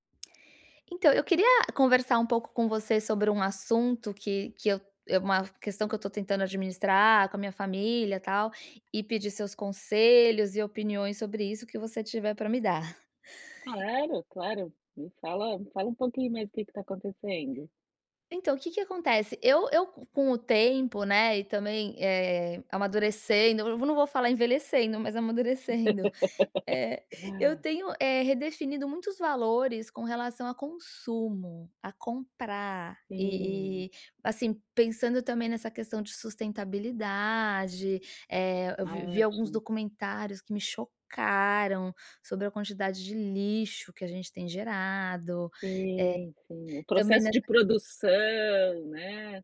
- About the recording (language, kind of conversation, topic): Portuguese, advice, Como posso reconciliar o que compro com os meus valores?
- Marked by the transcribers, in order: other background noise; laugh